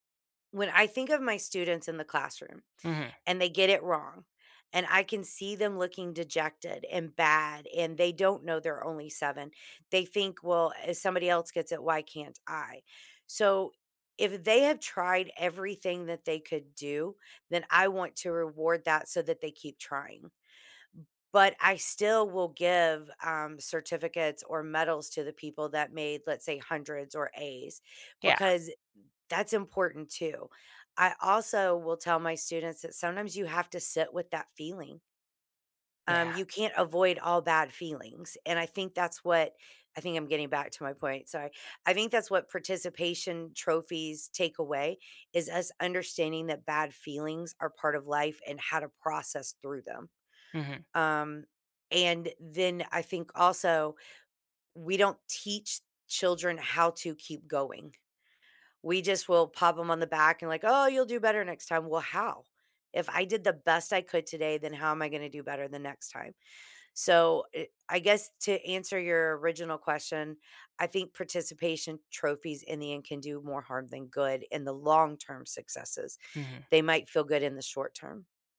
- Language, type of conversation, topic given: English, unstructured, How can you convince someone that failure is part of learning?
- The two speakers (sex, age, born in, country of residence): female, 50-54, United States, United States; male, 20-24, United States, United States
- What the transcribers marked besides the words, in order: none